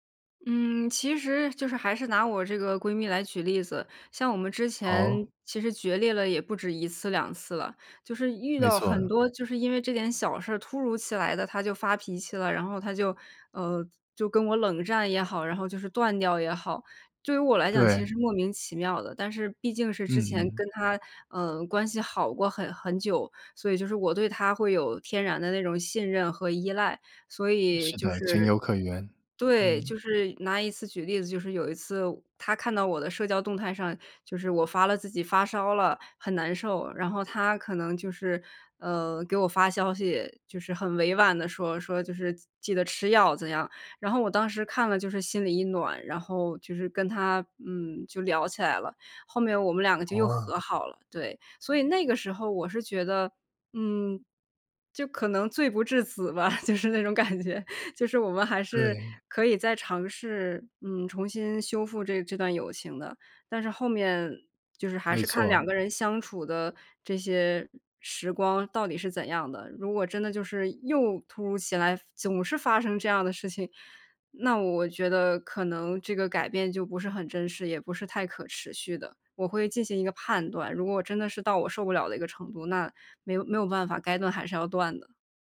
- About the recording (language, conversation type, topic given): Chinese, podcast, 你如何决定是留下还是离开一段关系？
- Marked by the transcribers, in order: other background noise; laughing while speaking: "就是那种感觉"; tapping